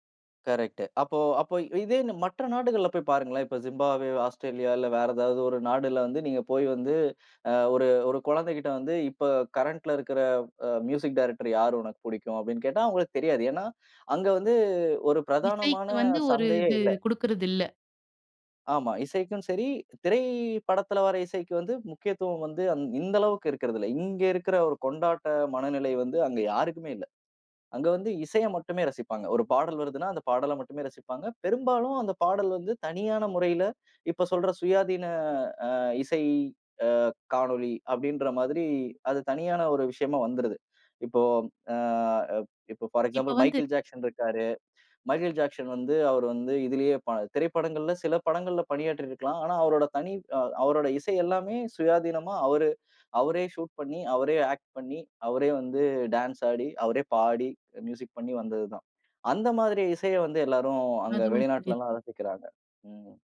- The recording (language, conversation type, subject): Tamil, podcast, படங்கள், பாடல்கள், கதையமைப்பு ஆகியவற்றை ஒரே படைப்பாக இயல்பாக கலக்க நீங்கள் முயற்சி செய்வீர்களா?
- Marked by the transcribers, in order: in English: "கரெக்ட்டு"; in English: "கரண்ட்ல"; in English: "மியூசிக் டைரக்டர்"; drawn out: "திரைப்படத்துல"; in English: "பார் எக்சாம்பில்"; in English: "சூட்"; in English: "ஆக்ட்"; unintelligible speech